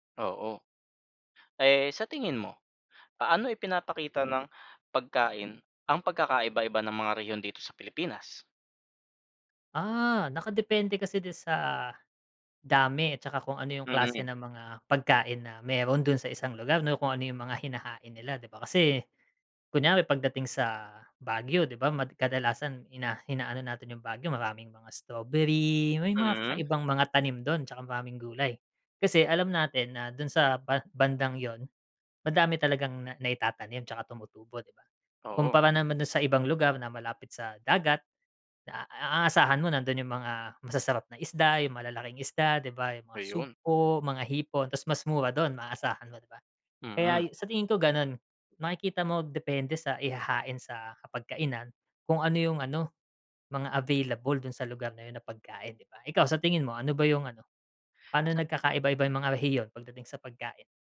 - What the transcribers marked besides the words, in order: none
- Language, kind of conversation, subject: Filipino, unstructured, Ano ang papel ng pagkain sa ating kultura at pagkakakilanlan?